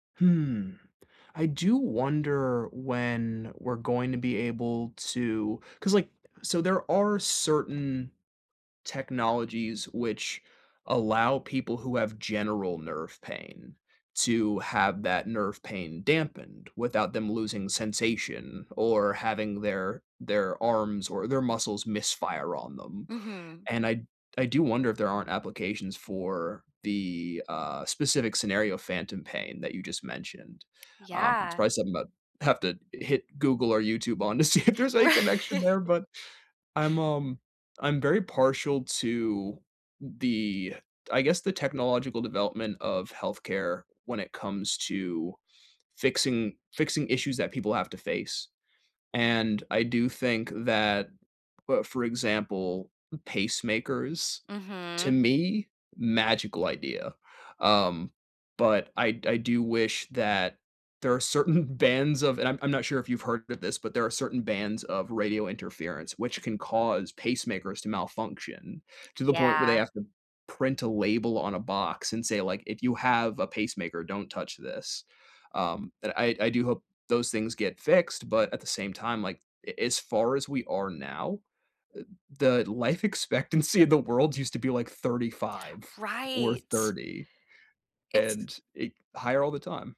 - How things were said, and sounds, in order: tapping; laughing while speaking: "to see"; laughing while speaking: "Ri"; laughing while speaking: "certain"
- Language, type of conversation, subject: English, unstructured, What role do you think technology plays in healthcare?